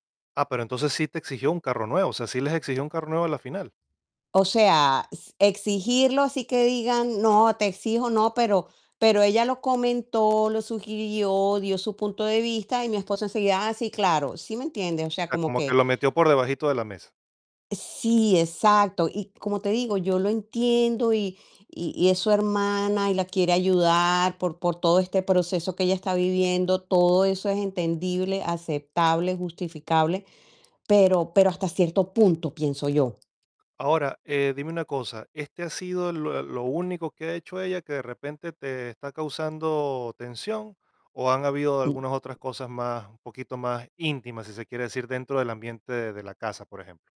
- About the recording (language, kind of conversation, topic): Spanish, advice, ¿De qué manera tu familia o la familia de tu pareja está causando tensión?
- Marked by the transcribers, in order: tapping; static; other background noise